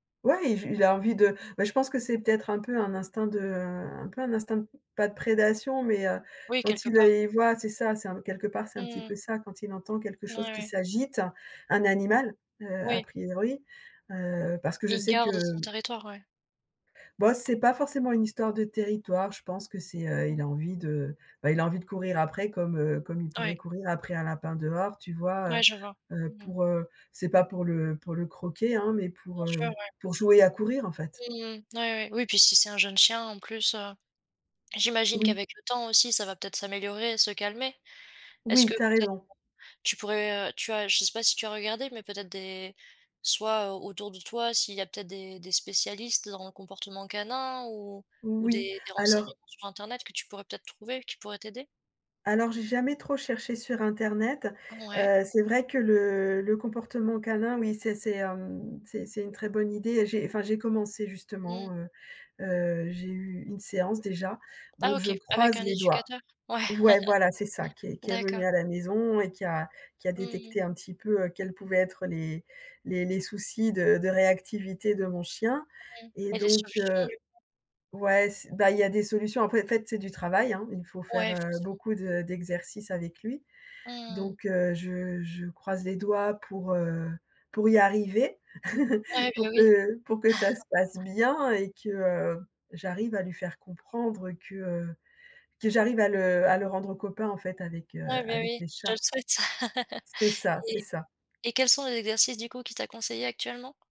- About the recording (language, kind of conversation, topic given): French, advice, Comment décrirais-tu ton espace de travail à la maison quand il y a du bruit ?
- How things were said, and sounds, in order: unintelligible speech; unintelligible speech; laughing while speaking: "Ouais"; chuckle; laugh; chuckle; laugh